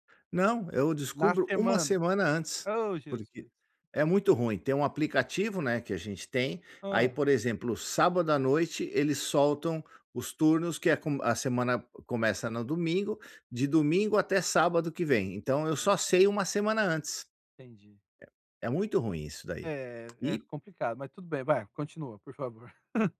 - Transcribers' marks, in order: tapping; laugh
- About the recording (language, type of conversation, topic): Portuguese, advice, Como equilibrar rotinas de trabalho e vida pessoal?